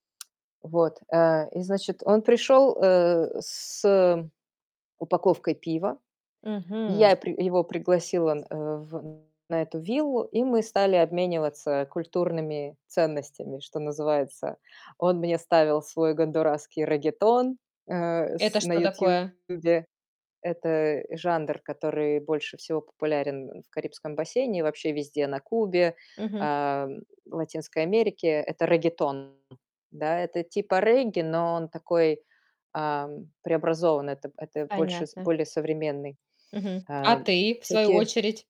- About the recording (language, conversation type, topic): Russian, podcast, Какое знакомство с местными запомнилось вам навсегда?
- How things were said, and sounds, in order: distorted speech